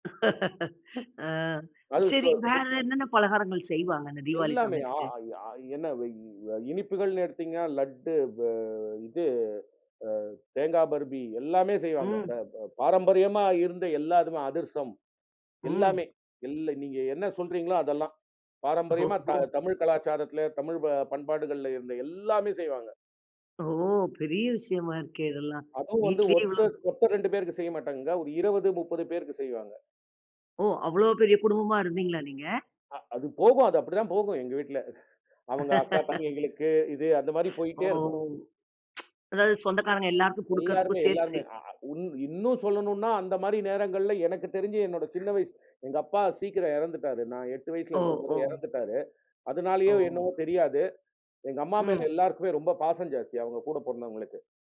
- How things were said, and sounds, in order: chuckle; laughing while speaking: "ஓஹோ"; other background noise; laugh
- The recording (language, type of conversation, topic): Tamil, podcast, பாரம்பரிய உணவுகளைப் பற்றிய உங்கள் நினைவுகளைப் பகிரலாமா?